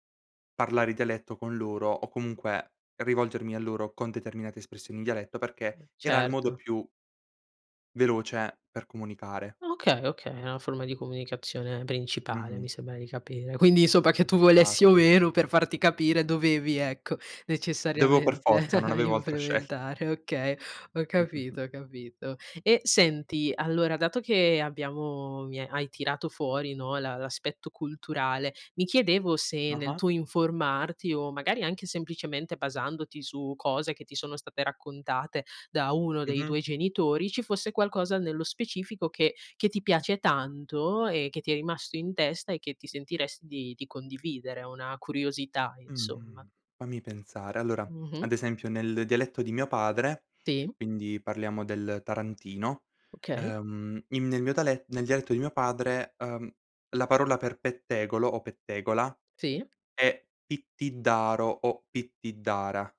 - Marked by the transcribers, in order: tapping; chuckle; laughing while speaking: "scelt"; tsk
- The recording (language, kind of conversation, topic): Italian, podcast, Come ti ha influenzato il dialetto o la lingua della tua famiglia?